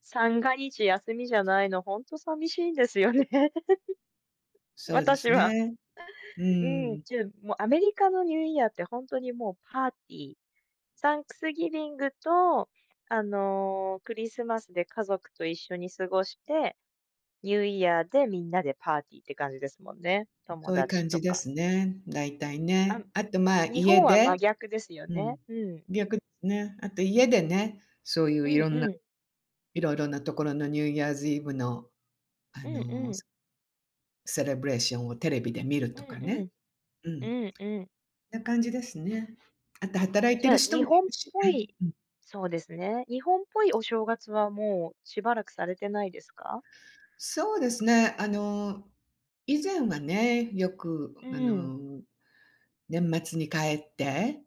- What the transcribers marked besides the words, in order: other background noise; chuckle; in English: "サンクスギビング"; in English: "ニューイヤーズイブ"; in English: "セレブレーション"
- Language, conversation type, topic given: Japanese, unstructured, お正月はどのように過ごしますか？